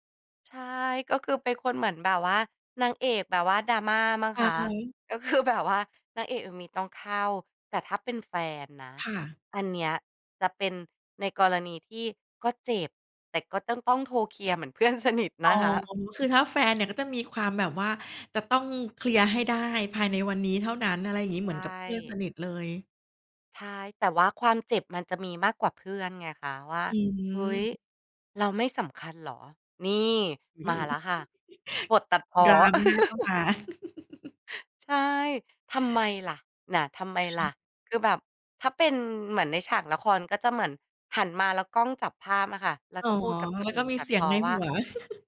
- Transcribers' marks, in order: laughing while speaking: "คือ"; laughing while speaking: "เพื่อนสนิทนะคะ"; chuckle; chuckle; laugh; giggle; chuckle
- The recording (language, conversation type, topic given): Thai, podcast, คุณรู้สึกยังไงกับคนที่อ่านแล้วไม่ตอบ?